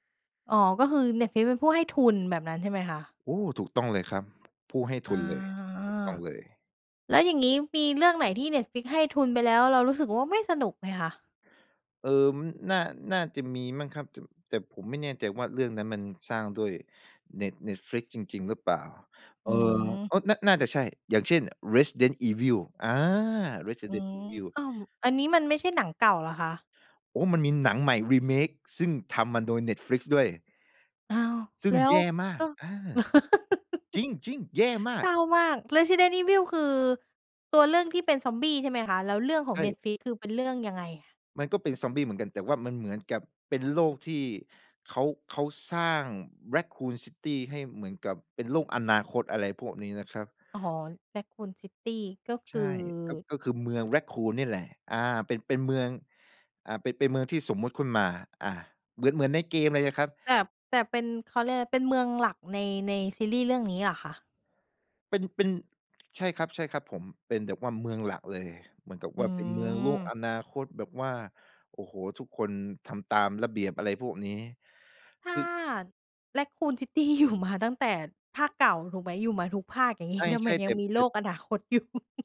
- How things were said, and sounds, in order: in English: "remake"; laugh; "ขึ้น" said as "ขุ่น"; laughing while speaking: "City"; "แต่-" said as "แต๊บ"; "แต่" said as "แต๊ด"; chuckle; laughing while speaking: "อยู่ ?"
- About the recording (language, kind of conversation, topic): Thai, podcast, สตรีมมิ่งเปลี่ยนวิธีการเล่าเรื่องและประสบการณ์การดูภาพยนตร์อย่างไร?